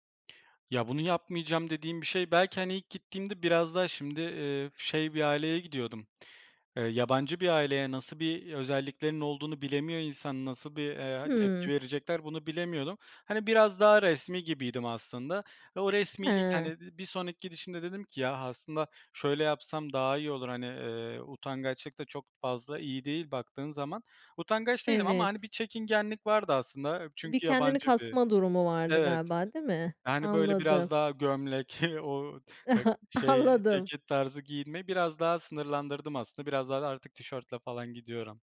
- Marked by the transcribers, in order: tapping; chuckle; laughing while speaking: "Anladım"
- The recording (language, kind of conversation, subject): Turkish, podcast, Farklı bir ülkede yemeğe davet edildiğinde neler öğrendin?